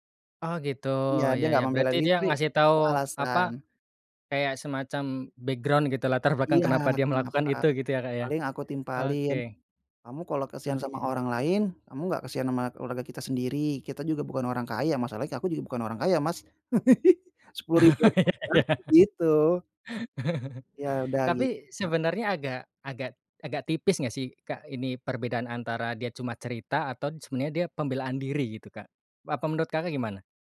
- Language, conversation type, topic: Indonesian, podcast, Bentuk permintaan maaf seperti apa yang menurutmu terasa tulus?
- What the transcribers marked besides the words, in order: in English: "background"; other background noise; laugh; chuckle; laughing while speaking: "Iya iya"; chuckle; "atau" said as "atod"